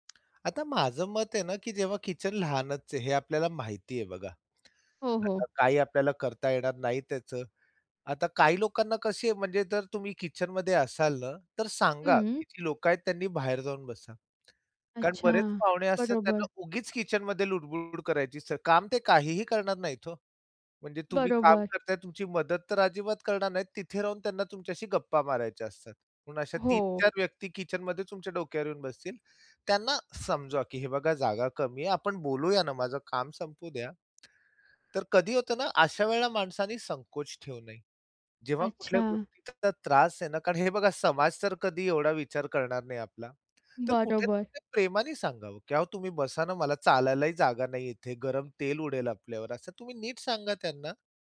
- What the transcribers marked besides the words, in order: tapping; other noise; other background noise; tsk
- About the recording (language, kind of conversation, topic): Marathi, podcast, अन्नसाठा आणि स्वयंपाकघरातील जागा गोंधळमुक्त कशी ठेवता?